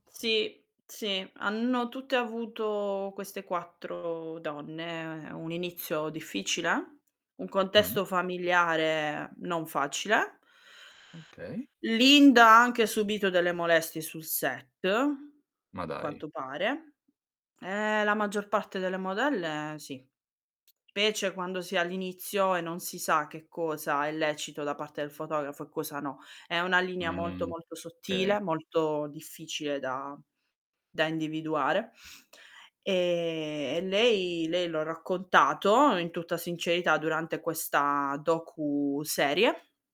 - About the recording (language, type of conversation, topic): Italian, podcast, Chi sono le tue icone di stile e perché?
- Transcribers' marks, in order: other background noise; tapping; "okay" said as "kay"